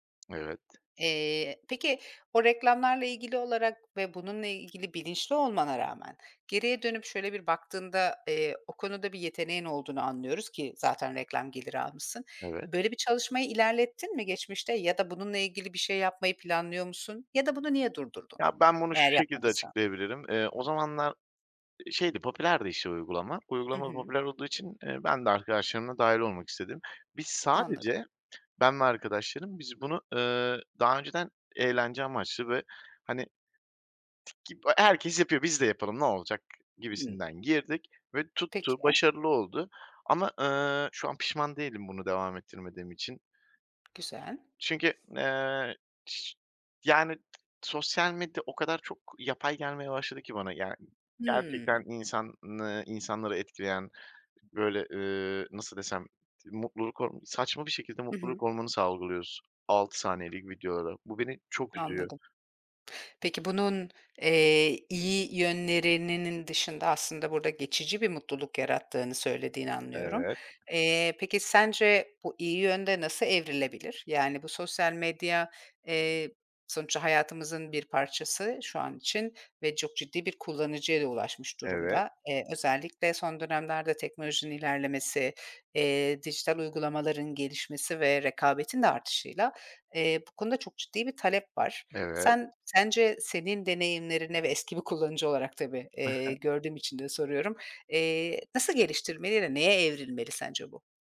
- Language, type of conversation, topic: Turkish, podcast, Sosyal medyanın ruh sağlığı üzerindeki etkisini nasıl yönetiyorsun?
- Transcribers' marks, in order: tapping; other background noise; "yönlerinin" said as "yönlerininın"